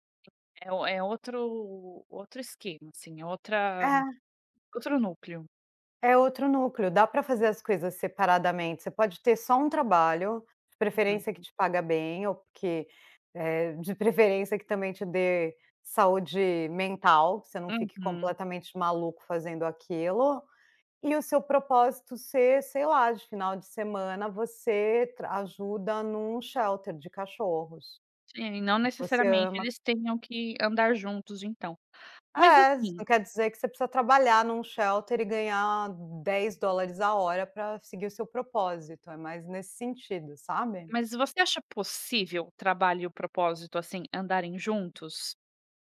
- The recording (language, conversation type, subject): Portuguese, podcast, Como você concilia trabalho e propósito?
- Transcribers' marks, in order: other background noise; in English: "shelter"; in English: "shelter"